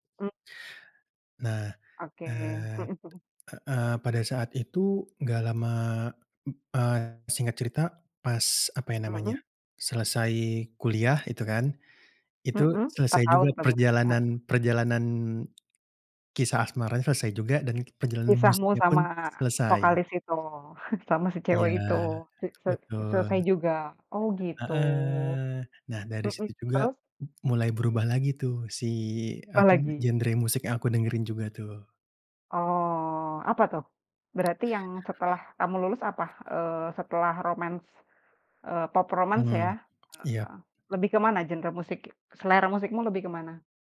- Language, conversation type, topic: Indonesian, podcast, Pernahkah selera musikmu berubah seiring waktu, dan apa penyebabnya?
- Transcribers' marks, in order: tapping; chuckle; other background noise; drawn out: "Heeh"; in English: "romance"; in English: "romance"